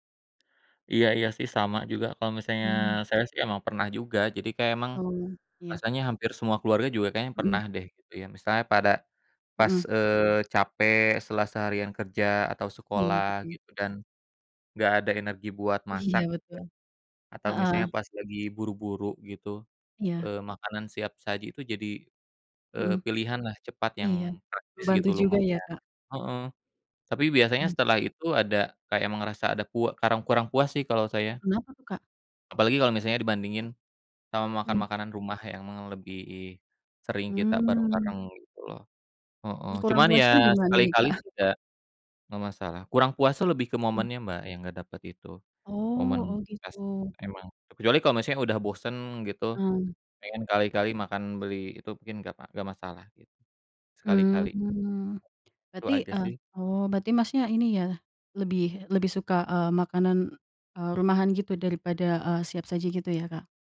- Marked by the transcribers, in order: other background noise; tapping; tsk
- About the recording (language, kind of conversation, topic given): Indonesian, unstructured, Apakah kamu setuju bahwa makanan cepat saji merusak budaya makan bersama keluarga?